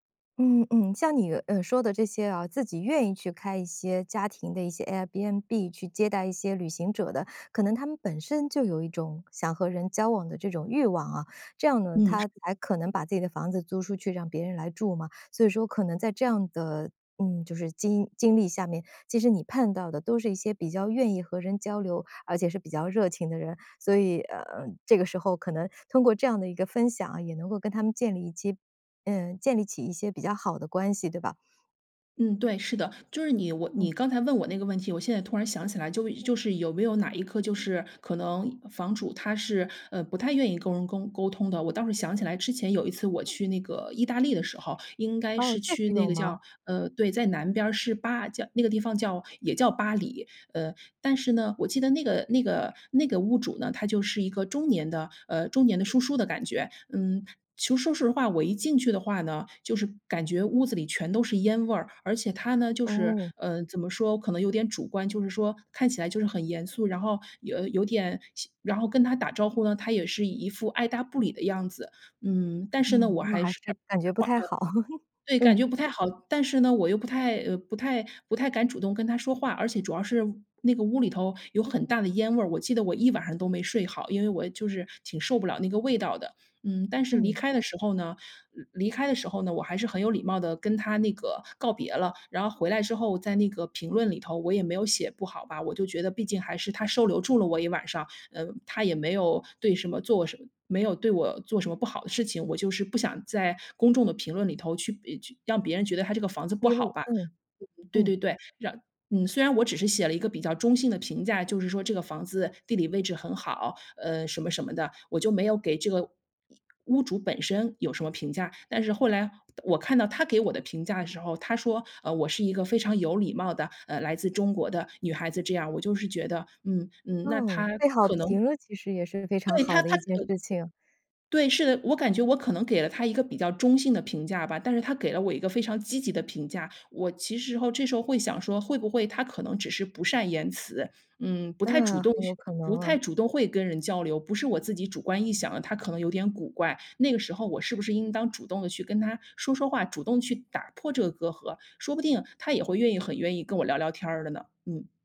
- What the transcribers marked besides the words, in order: unintelligible speech; laughing while speaking: "好"; laugh; unintelligible speech
- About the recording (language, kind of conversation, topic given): Chinese, podcast, 一个人旅行时，怎么认识新朋友？